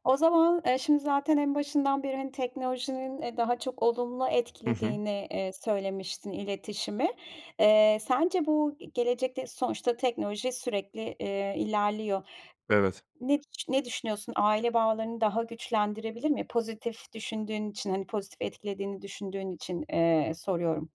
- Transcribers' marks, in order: other background noise
- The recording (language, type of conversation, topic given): Turkish, podcast, Teknoloji aile ilişkilerini nasıl etkiledi; senin deneyimin ne?